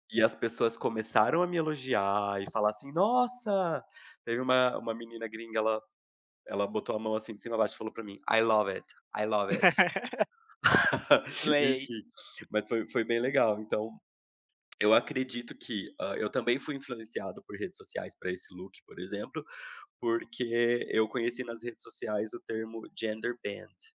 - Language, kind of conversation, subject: Portuguese, podcast, Como as redes sociais mudaram sua relação com a moda?
- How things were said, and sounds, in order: laugh; in English: "I love it, I love it"; laugh; in English: "Slay"; other background noise; in English: "look"; tapping; in English: "Genderbend"